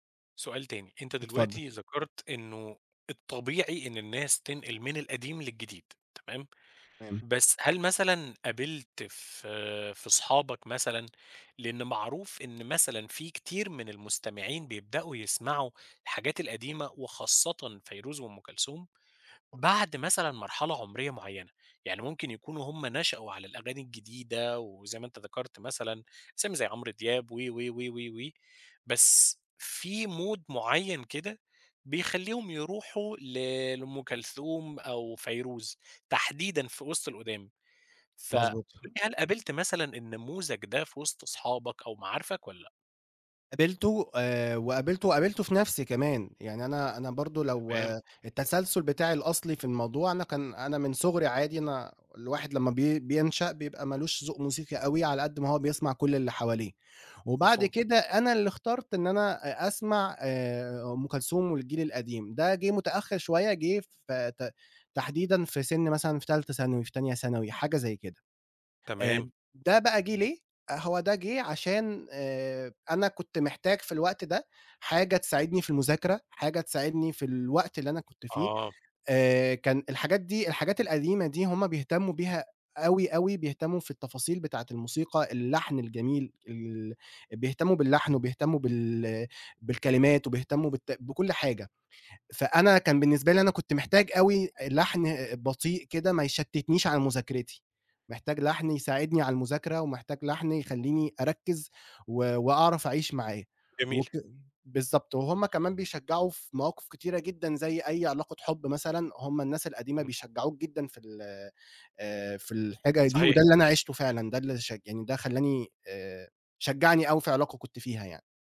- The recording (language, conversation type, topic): Arabic, podcast, إزاي بتكتشف موسيقى جديدة عادة؟
- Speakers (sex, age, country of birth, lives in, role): male, 20-24, Egypt, Egypt, guest; male, 30-34, Egypt, Romania, host
- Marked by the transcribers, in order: unintelligible speech; in English: "مود"; tapping